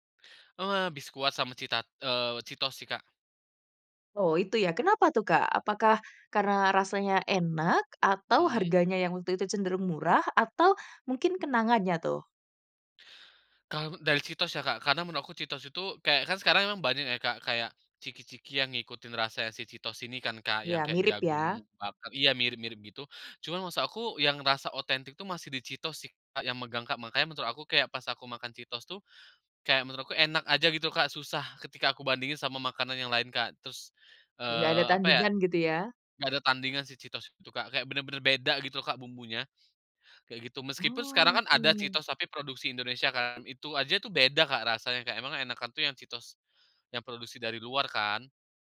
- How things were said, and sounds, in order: none
- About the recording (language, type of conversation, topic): Indonesian, podcast, Jajanan sekolah apa yang paling kamu rindukan sekarang?
- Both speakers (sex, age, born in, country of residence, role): female, 25-29, Indonesia, Indonesia, host; male, 30-34, Indonesia, Indonesia, guest